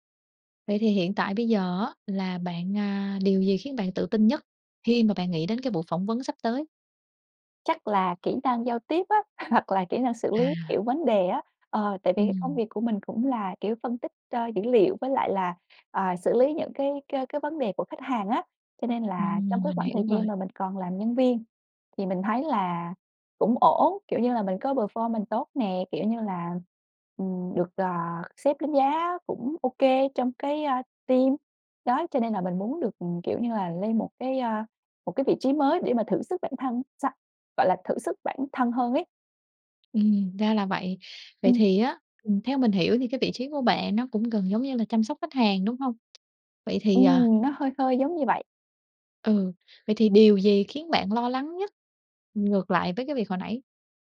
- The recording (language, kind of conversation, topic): Vietnamese, advice, Bạn nên chuẩn bị như thế nào cho buổi phỏng vấn thăng chức?
- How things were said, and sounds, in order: tapping; laughing while speaking: "hoặc"; other background noise; in English: "performance"; in English: "team"